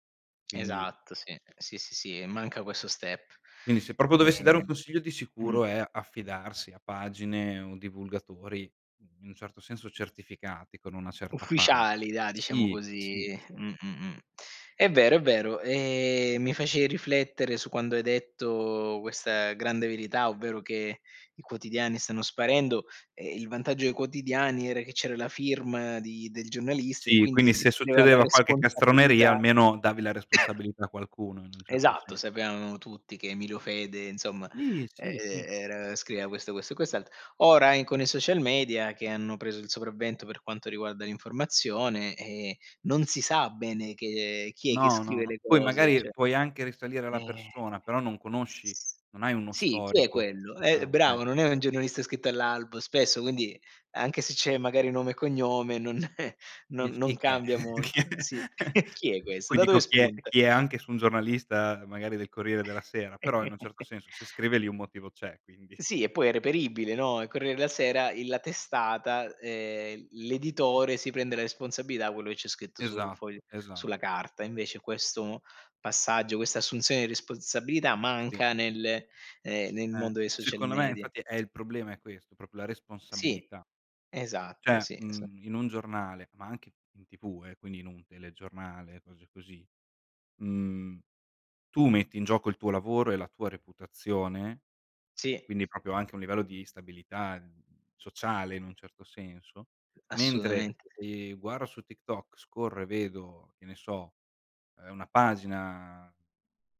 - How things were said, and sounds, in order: "proprio" said as "propo"; cough; "Sì" said as "Nì"; "cioè" said as "ceh"; laughing while speaking: "eh"; chuckle; laughing while speaking: "Chi è"; chuckle; chuckle; "proprio" said as "propio"; "Cioè" said as "ceh"; tapping; "proprio" said as "propio"; "guarda" said as "guara"
- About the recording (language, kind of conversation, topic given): Italian, unstructured, Qual è il tuo consiglio per chi vuole rimanere sempre informato?